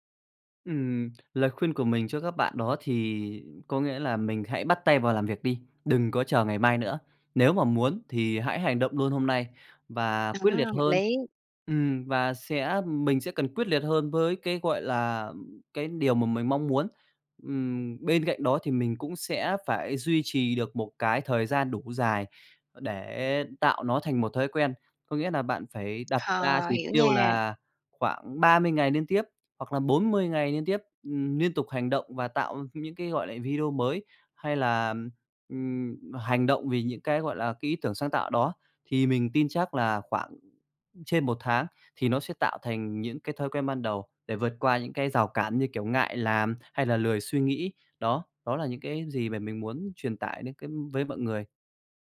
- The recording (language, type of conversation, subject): Vietnamese, podcast, Bạn làm thế nào để duy trì động lực lâu dài khi muốn thay đổi?
- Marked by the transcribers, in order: tapping; other background noise